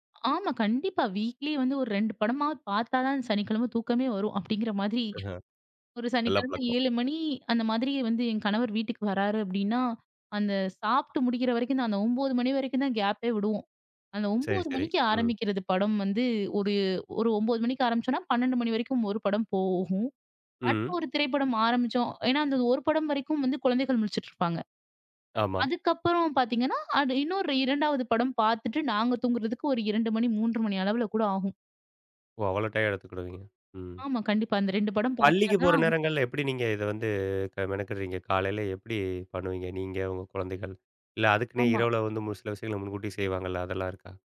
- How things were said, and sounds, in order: in English: "வீக்லி"
- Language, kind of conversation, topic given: Tamil, podcast, உங்கள் வீட்டில் காலை வழக்கம் எப்படி இருக்கிறது?